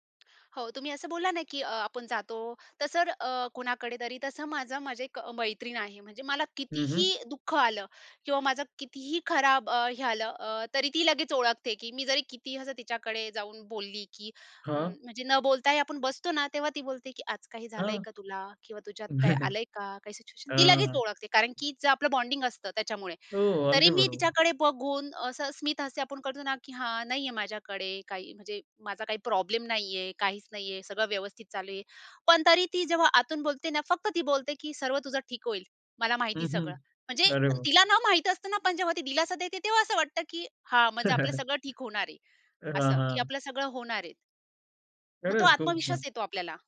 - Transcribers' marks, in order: in English: "सिच्युएशन"; chuckle; other background noise; in English: "बॉन्डिंग"; in English: "प्रॉब्लेम"; chuckle
- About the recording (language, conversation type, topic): Marathi, podcast, खराब दिवसातही आत्मविश्वास कसा दाखवता?